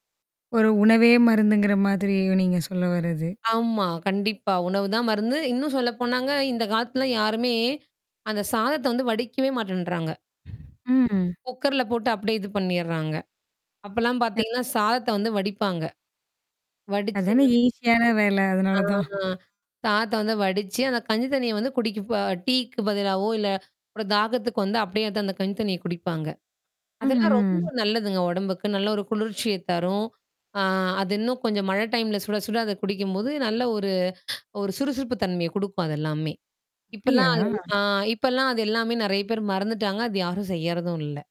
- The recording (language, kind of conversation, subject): Tamil, podcast, அடிப்படை மருந்துப் பெட்டியைத் தயாரிக்கும்போது அதில் என்னென்ன பொருட்களை வைத்திருப்பீர்கள்?
- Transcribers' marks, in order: static; other background noise; tapping; unintelligible speech; distorted speech